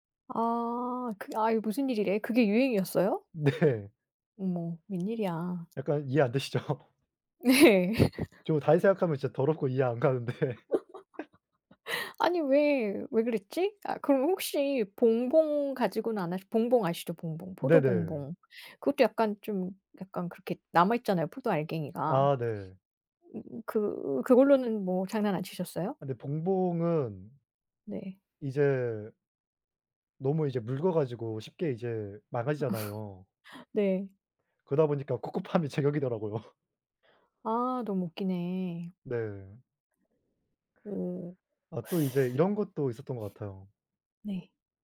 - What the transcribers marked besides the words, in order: tapping; laughing while speaking: "네"; laughing while speaking: "되시죠"; laughing while speaking: "네"; laugh; laugh; laughing while speaking: "가는데"; laugh; other background noise; laugh; laughing while speaking: "제격이더라고요"; teeth sucking
- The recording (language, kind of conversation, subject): Korean, unstructured, 학교에서 가장 행복했던 기억은 무엇인가요?